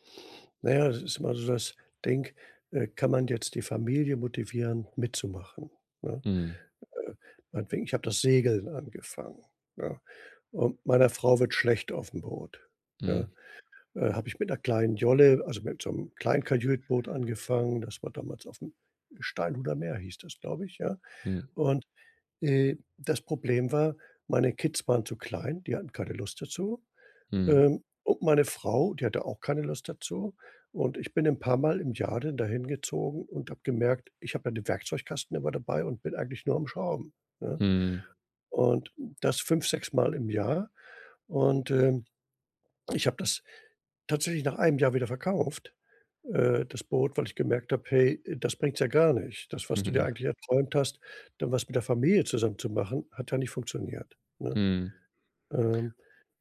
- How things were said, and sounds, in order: other background noise
- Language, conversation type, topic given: German, advice, Wie kann ich mich von Familienerwartungen abgrenzen, ohne meine eigenen Wünsche zu verbergen?